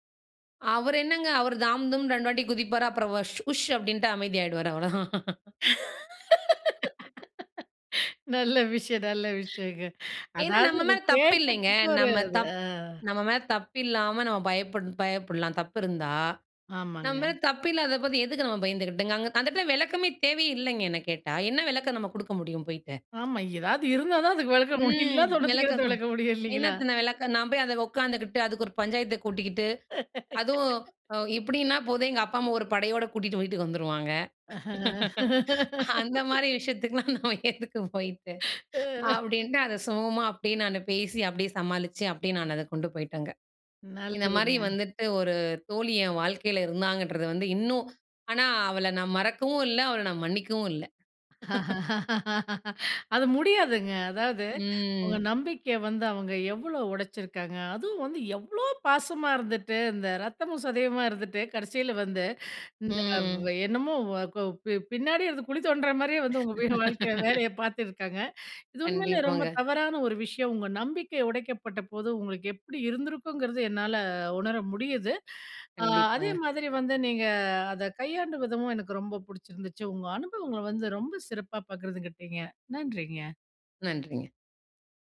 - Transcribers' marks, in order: chuckle; laughing while speaking: "நல்ல விஷயம். நல்ல விஷயங்க. அதாவது இதை கேட்டதுக்கு ஒரு து"; chuckle; "இது" said as "து"; laughing while speaking: "இல்லாத ஒண்ணத்துக்கு என்னத விளக்க முடியும், இல்லைங்களா?"; laugh; laugh; laughing while speaking: "அந்த மாதிரி விஷயத்துக்குலாம் நம்ம எதுக்கு போய்ட்டு?"; laughing while speaking: "ம்"; "சுமூகமா" said as "சுமூமா"; laugh; chuckle; drawn out: "ம்"; laughing while speaking: "உங்க வாழ்க்கையில வேலைய பார்த்துருக்காங்க"; laugh
- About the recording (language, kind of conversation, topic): Tamil, podcast, நம்பிக்கையை உடைக்காமல் சர்ச்சைகளை தீர்க்க எப்படி செய்கிறீர்கள்?